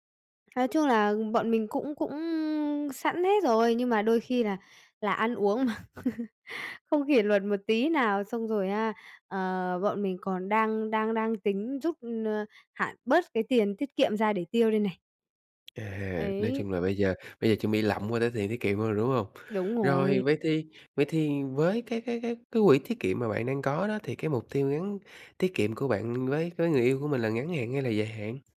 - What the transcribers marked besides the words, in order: other background noise; laughing while speaking: "mà"; laugh; tapping
- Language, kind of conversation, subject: Vietnamese, advice, Làm thế nào để cải thiện kỷ luật trong chi tiêu và tiết kiệm?